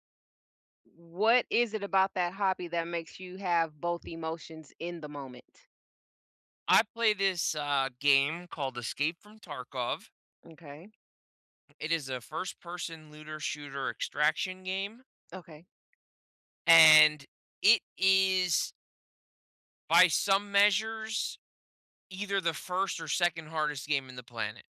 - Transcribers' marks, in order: tapping
- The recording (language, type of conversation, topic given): English, unstructured, What hobby would help me smile more often?
- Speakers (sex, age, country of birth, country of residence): female, 55-59, United States, United States; male, 35-39, United States, United States